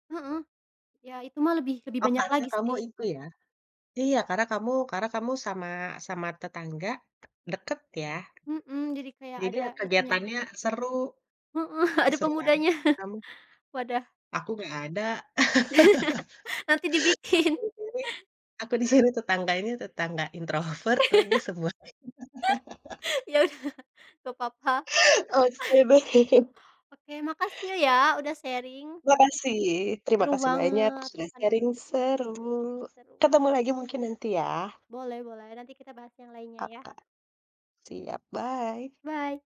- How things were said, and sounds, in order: other background noise; chuckle; laugh; laughing while speaking: "dibikin"; in English: "introvert"; laugh; laughing while speaking: "Iya, udah"; laugh; chuckle; unintelligible speech; laugh; in English: "sharing"; in English: "sharing"; in English: "bye"; in English: "Bye!"
- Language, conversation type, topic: Indonesian, unstructured, Bagaimana perayaan hari besar memengaruhi hubungan keluarga?